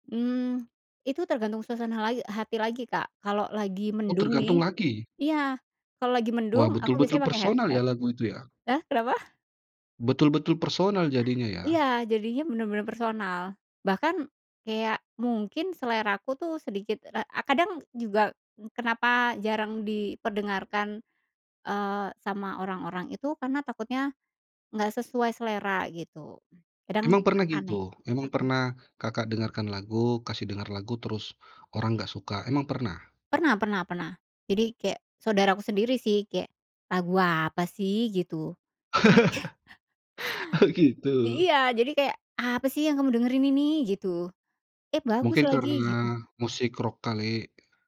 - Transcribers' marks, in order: tapping; in English: "headset"; chuckle; laughing while speaking: "Oh, gitu"; chuckle
- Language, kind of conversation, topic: Indonesian, podcast, Lagu apa yang membuat kamu ingin bercerita panjang lebar?